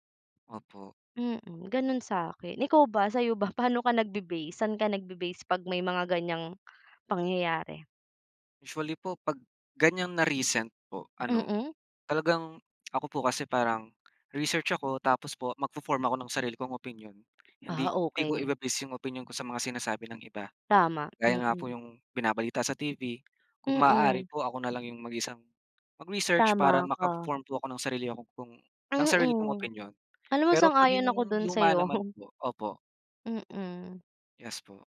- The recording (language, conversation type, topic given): Filipino, unstructured, Sa tingin mo, dapat bang kilalanin ng bansa ang mga pagkakamali nito sa nakaraan?
- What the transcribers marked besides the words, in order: chuckle